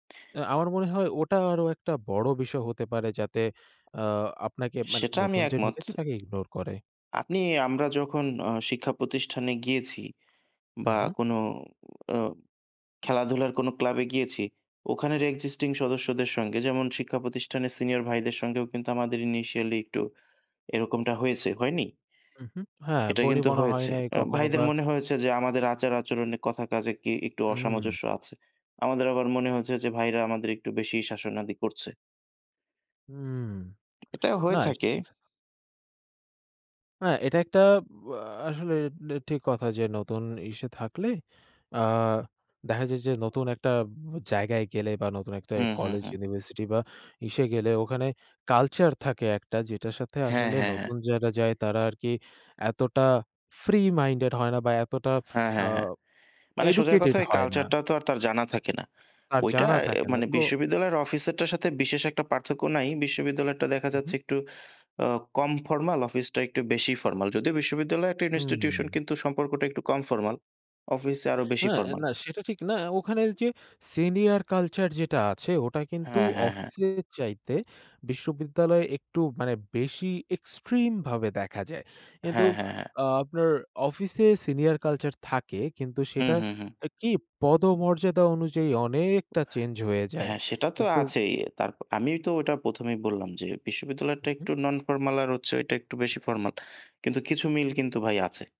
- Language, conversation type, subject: Bengali, unstructured, কখনো কি আপনার মনে হয়েছে যে কাজের ক্ষেত্রে আপনি অবমূল্যায়িত হচ্ছেন?
- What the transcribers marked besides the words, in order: tapping; in English: "existing"; in English: "initially"; in English: "culture"; in English: "free minded"; in English: "educated"; in English: "culture"; other background noise; in English: "institution"; in English: "senior culture"; in English: "extreme"; in English: "senior culture"; in English: "non formal"; in English: "formal"